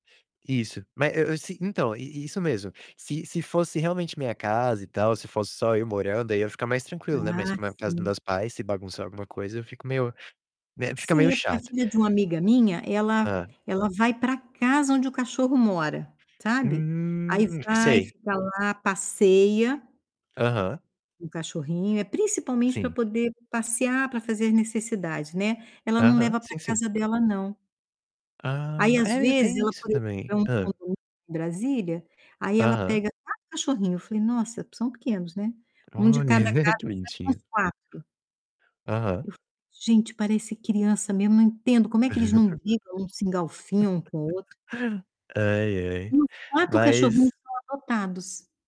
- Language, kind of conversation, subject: Portuguese, unstructured, Qual é a sua opinião sobre adotar animais em vez de comprar?
- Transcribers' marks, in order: distorted speech; static; tapping; drawn out: "Hum"; other noise; laugh